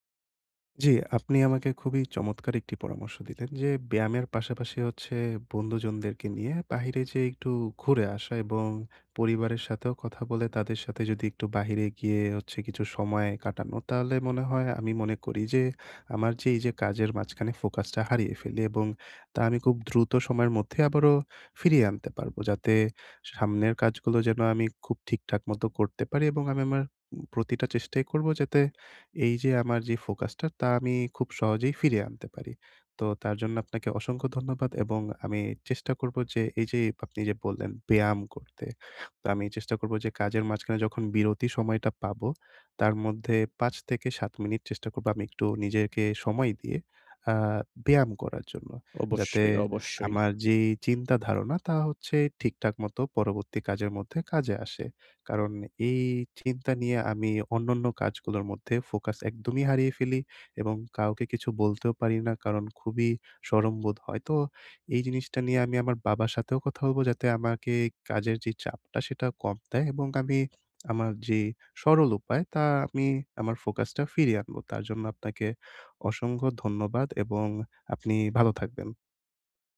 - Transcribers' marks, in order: tapping; "খুব" said as "কুব"; "নিজেকে" said as "নিজেরকে"
- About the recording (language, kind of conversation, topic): Bengali, advice, আপনি উদ্বিগ্ন হলে কীভাবে দ্রুত মনোযোগ ফিরিয়ে আনতে পারেন?